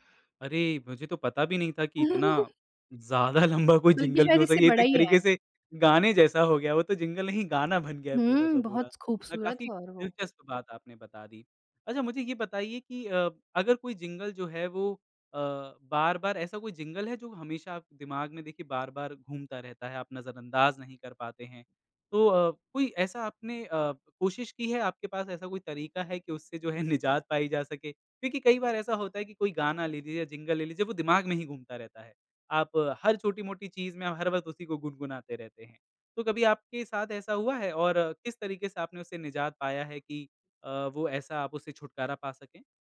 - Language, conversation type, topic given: Hindi, podcast, क्या कभी किसी विज्ञापन का जिंगल अब भी आपके कानों में गूंजता रहता है?
- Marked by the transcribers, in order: chuckle; laughing while speaking: "ज़्यादा लंबा कोई जिंगल भी … गया वो तो"; in English: "जिंगल"; in English: "जिंगल"; in English: "जिंगल"; in English: "जिंगल"; in English: "जिंगल"